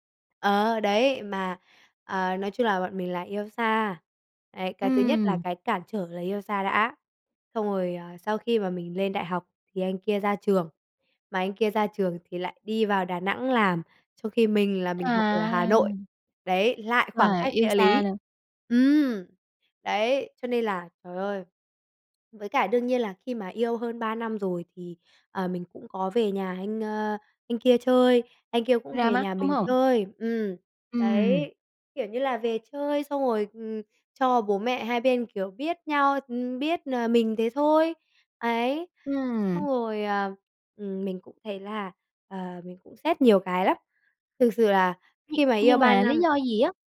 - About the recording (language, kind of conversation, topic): Vietnamese, podcast, Bạn làm sao để biết khi nào nên kiên trì hay buông bỏ?
- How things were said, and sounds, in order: none